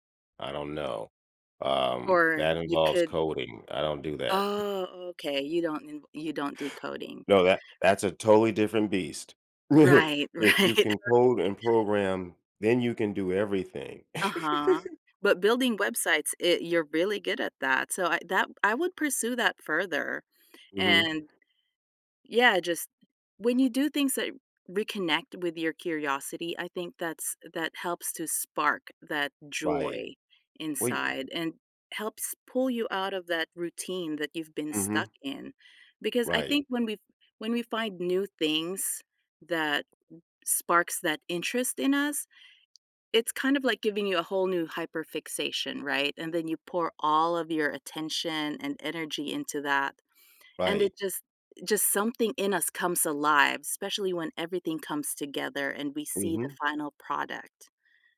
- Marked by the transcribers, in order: other background noise; laughing while speaking: "right"; chuckle; laugh
- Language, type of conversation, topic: English, advice, How can I break out of a joyless routine and start enjoying my days again?